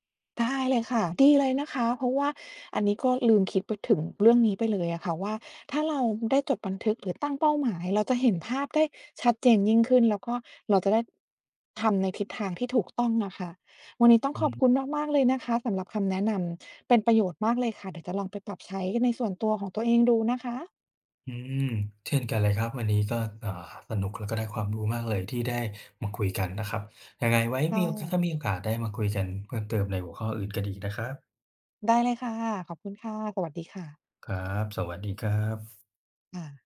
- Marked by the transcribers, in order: other background noise
- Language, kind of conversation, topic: Thai, advice, คุณมีวิธีจัดการกับการกินไม่เป็นเวลาและการกินจุบจิบตลอดวันอย่างไร?